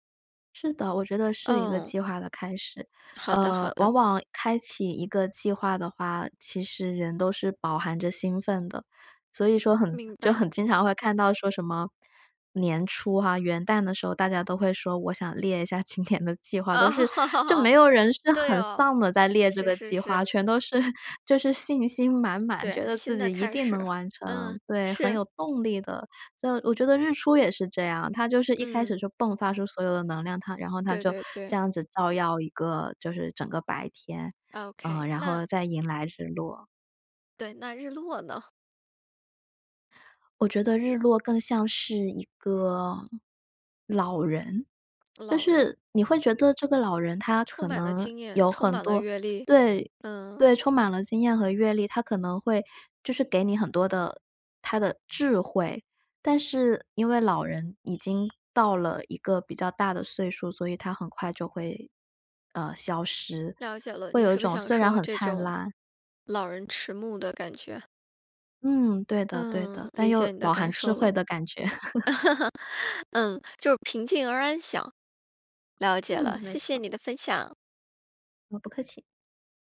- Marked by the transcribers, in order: laughing while speaking: "今年的"; laugh; chuckle; alarm; laugh
- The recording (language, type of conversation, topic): Chinese, podcast, 哪一次你独自去看日出或日落的经历让你至今记忆深刻？